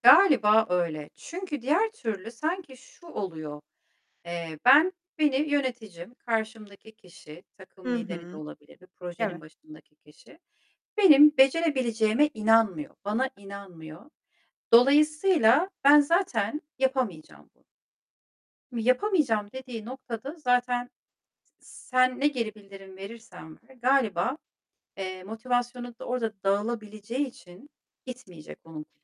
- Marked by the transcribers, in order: static; distorted speech; other background noise; tapping
- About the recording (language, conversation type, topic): Turkish, podcast, Eleştiriyle nasıl başa çıkarsın ve hangi durumlarda yaklaşımını değiştirirsin?